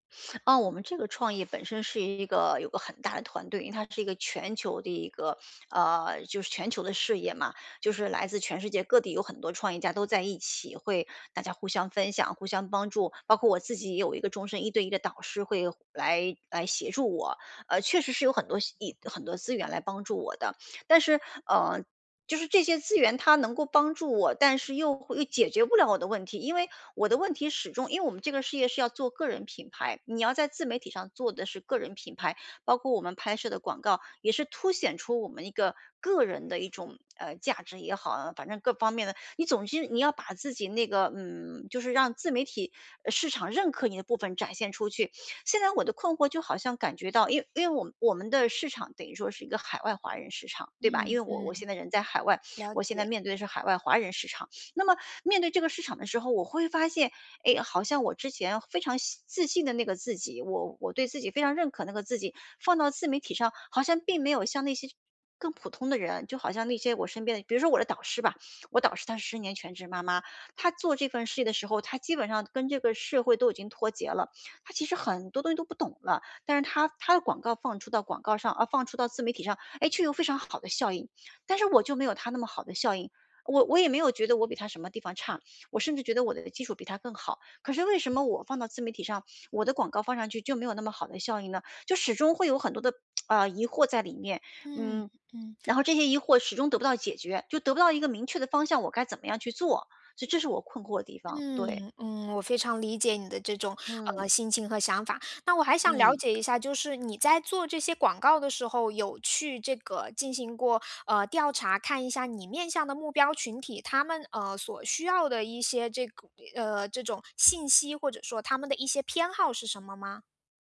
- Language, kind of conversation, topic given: Chinese, advice, 我怎样才能摆脱反复出现的负面模式？
- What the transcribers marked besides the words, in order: lip smack; other background noise; tapping